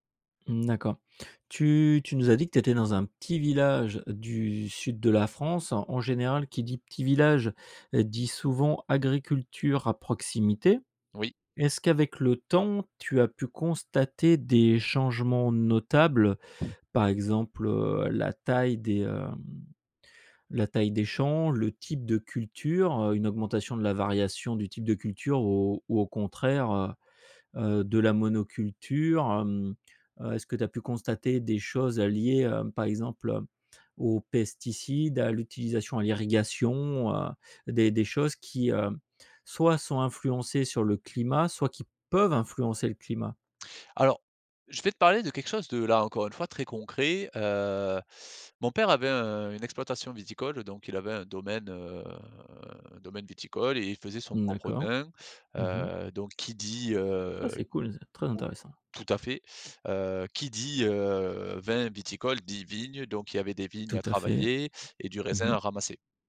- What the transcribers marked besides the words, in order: tapping; stressed: "peuvent"; drawn out: "heu"
- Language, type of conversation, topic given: French, podcast, Que penses-tu des saisons qui changent à cause du changement climatique ?